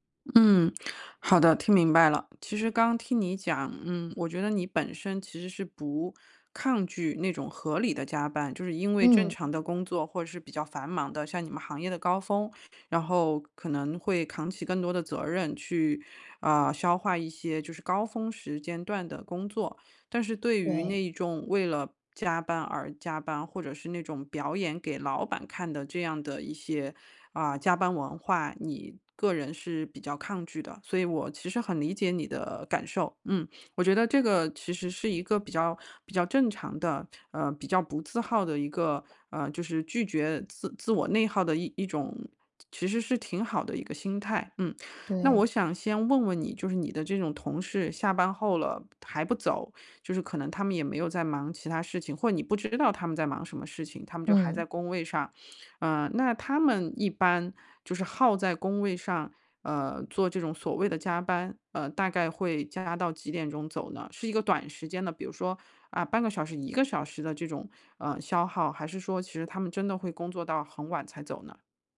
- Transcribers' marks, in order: tapping
- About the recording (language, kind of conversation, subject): Chinese, advice, 如何拒绝加班而不感到内疚？